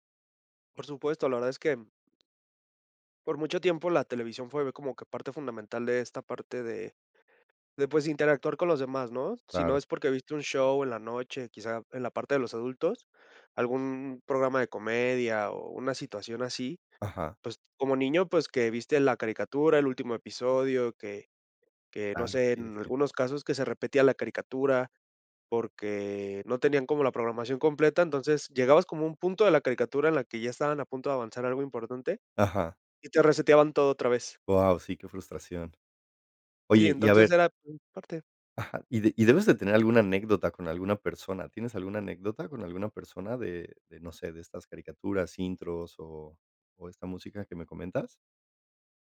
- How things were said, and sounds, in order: unintelligible speech
- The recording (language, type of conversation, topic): Spanish, podcast, ¿Qué música te marcó cuando eras niño?